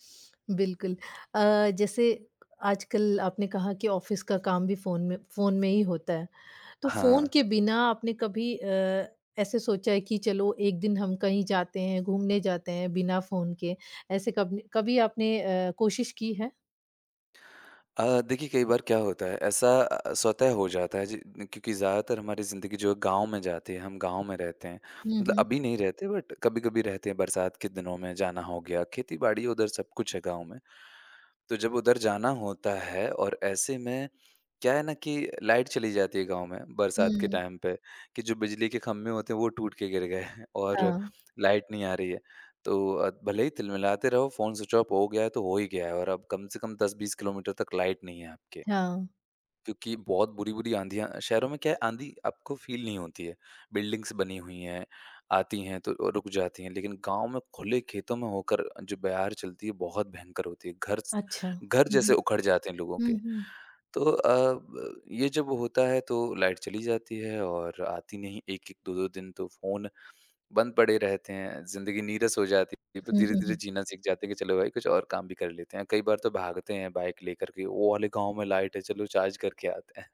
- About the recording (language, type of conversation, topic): Hindi, podcast, फोन के बिना आपका एक दिन कैसे बीतता है?
- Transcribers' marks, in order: tapping; in English: "ऑफ़िस"; breath; in English: "बट"; gasp; in English: "टाइम"; chuckle; in English: "स्विच ऑफ"; in English: "फ़ील"; gasp; in English: "बिल्डिंग्स"; gasp; breath; chuckle